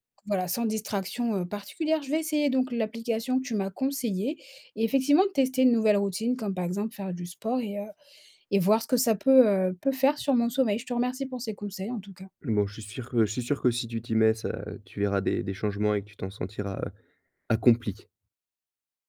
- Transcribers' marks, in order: tapping
- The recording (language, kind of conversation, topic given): French, advice, Pourquoi est-ce que je dors mal après avoir utilisé mon téléphone tard le soir ?